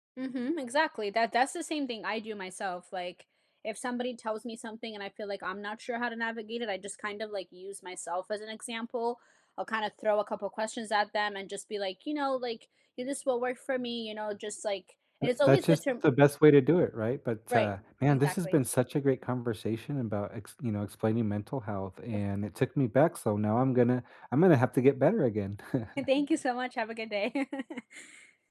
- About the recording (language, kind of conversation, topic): English, unstructured, How do you explain mental health to someone who doesn’t understand it?
- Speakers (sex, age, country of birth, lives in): female, 25-29, United States, United States; male, 45-49, United States, United States
- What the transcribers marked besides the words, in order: other background noise; background speech; tapping; chuckle; laugh